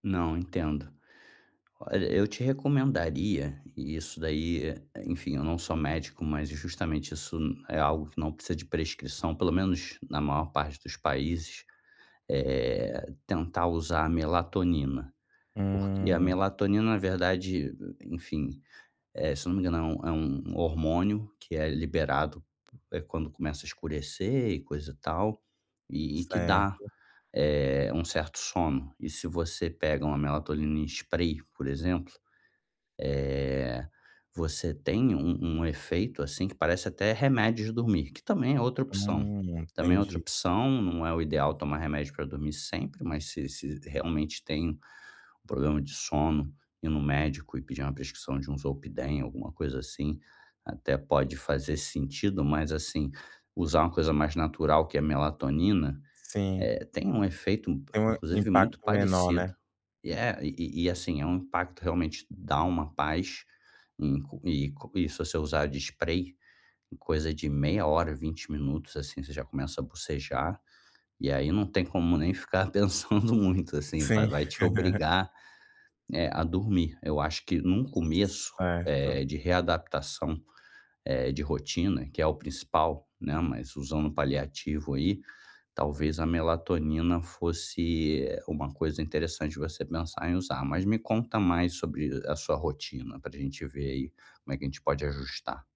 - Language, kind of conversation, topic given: Portuguese, advice, Como posso manter um horário de sono mais regular?
- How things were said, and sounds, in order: laughing while speaking: "pensando muito"; chuckle